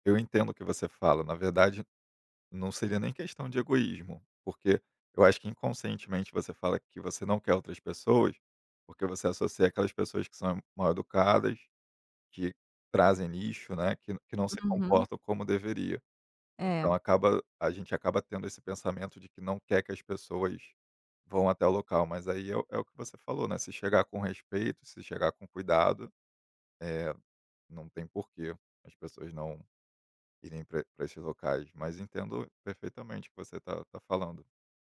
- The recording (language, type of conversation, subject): Portuguese, podcast, Me conta uma experiência na natureza que mudou sua visão do mundo?
- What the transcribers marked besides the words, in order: none